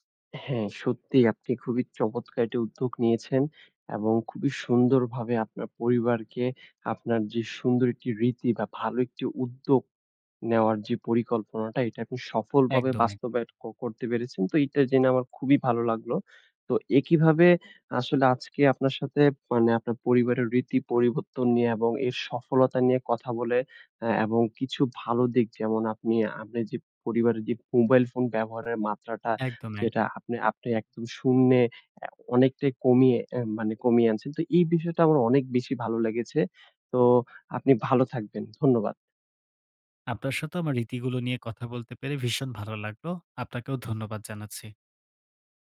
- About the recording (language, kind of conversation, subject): Bengali, podcast, আপনি কি আপনার পরিবারের কোনো রীতি বদলেছেন, এবং কেন তা বদলালেন?
- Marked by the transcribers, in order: other background noise